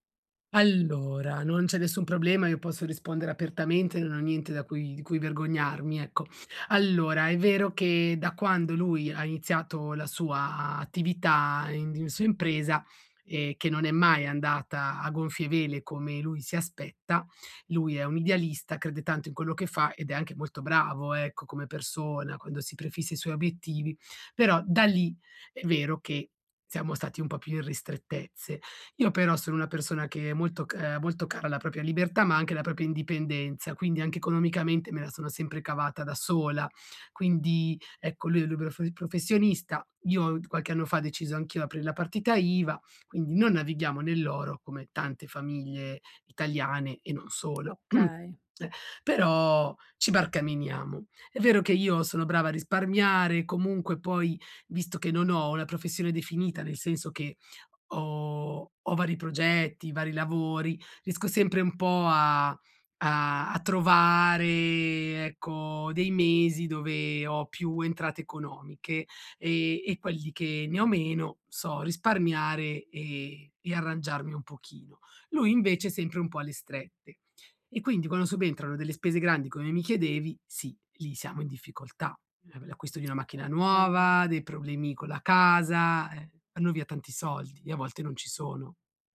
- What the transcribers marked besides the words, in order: unintelligible speech; "libero" said as "luberof"; tapping; throat clearing
- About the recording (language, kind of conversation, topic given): Italian, advice, Come posso parlare di soldi con la mia famiglia?